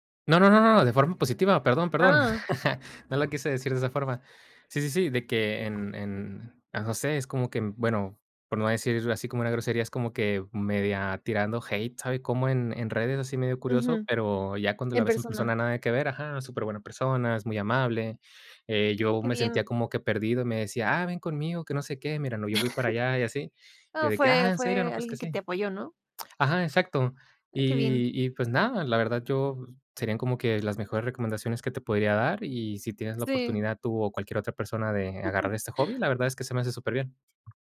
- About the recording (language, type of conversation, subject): Spanish, podcast, ¿Qué consejo le darías a alguien que quiere tomarse en serio su pasatiempo?
- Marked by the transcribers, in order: laugh; chuckle; tapping